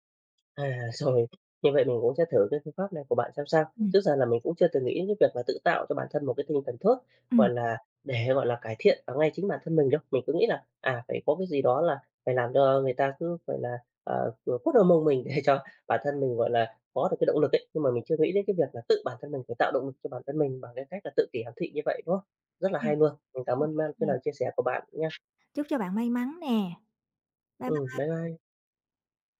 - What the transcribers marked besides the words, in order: laughing while speaking: "rồi"; other background noise; laughing while speaking: "để cho"
- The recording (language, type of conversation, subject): Vietnamese, advice, Làm sao để giữ động lực khi đang cải thiện nhưng cảm thấy tiến triển chững lại?